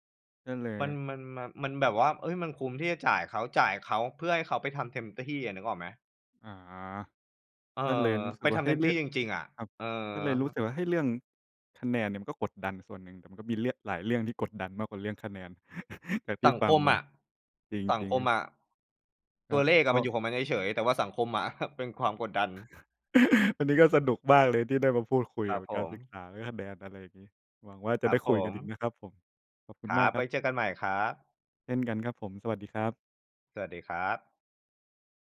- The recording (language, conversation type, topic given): Thai, unstructured, การถูกกดดันให้ต้องได้คะแนนดีทำให้คุณเครียดไหม?
- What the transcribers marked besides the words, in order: chuckle; chuckle; other background noise; laugh